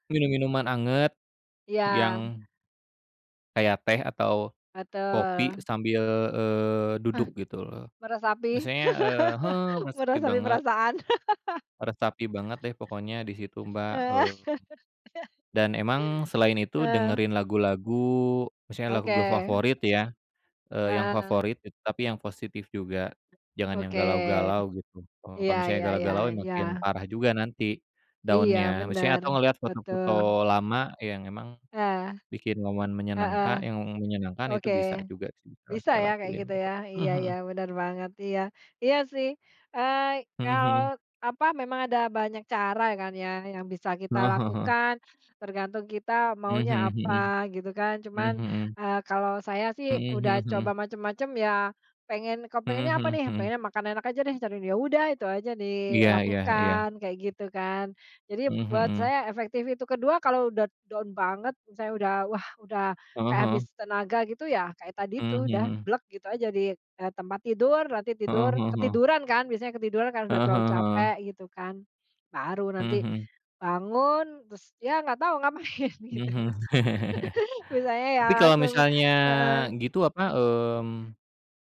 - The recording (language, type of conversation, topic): Indonesian, unstructured, Apa yang biasanya kamu lakukan untuk menjaga semangat saat sedang merasa down?
- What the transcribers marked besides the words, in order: other background noise; chuckle; "meresapi" said as "meresepi"; laugh; laughing while speaking: "Heeh"; laugh; in English: "down-nya"; in English: "down"; other noise; chuckle; laughing while speaking: "ngapain, gitu"